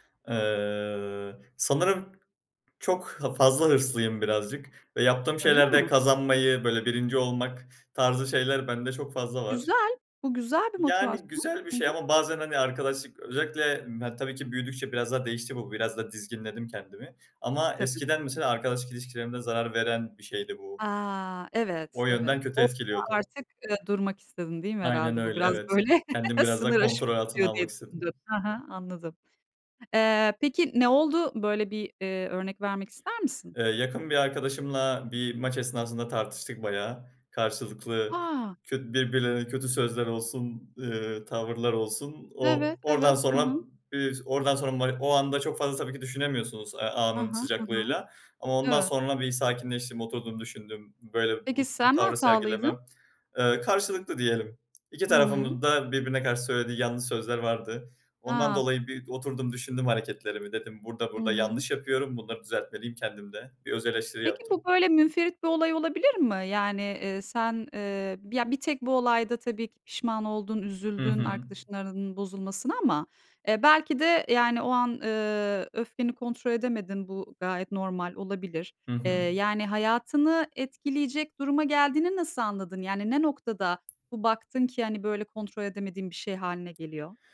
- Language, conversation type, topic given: Turkish, podcast, Günlük alışkanlıklar hayatınızı nasıl değiştirir?
- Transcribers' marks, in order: other background noise; chuckle; laughing while speaking: "sınır aşımına gidiyor"; surprised: "A!"; tapping